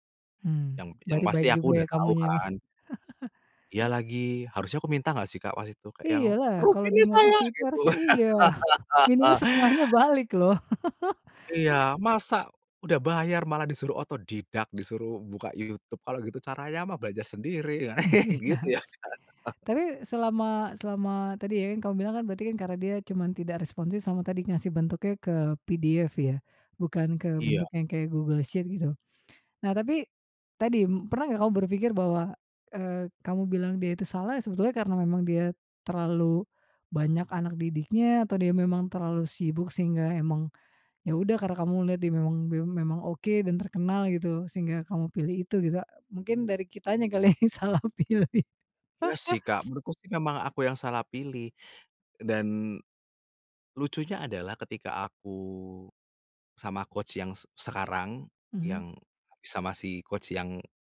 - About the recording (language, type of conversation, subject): Indonesian, podcast, Apa responsmu ketika kamu merasa mentormu keliru?
- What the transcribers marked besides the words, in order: chuckle; put-on voice: "Rugi nih saya!"; chuckle; laugh; chuckle; laughing while speaking: "Iya"; chuckle; in English: "PDF"; laughing while speaking: "yang salah pilih"; chuckle; in English: "coach"; in English: "coach"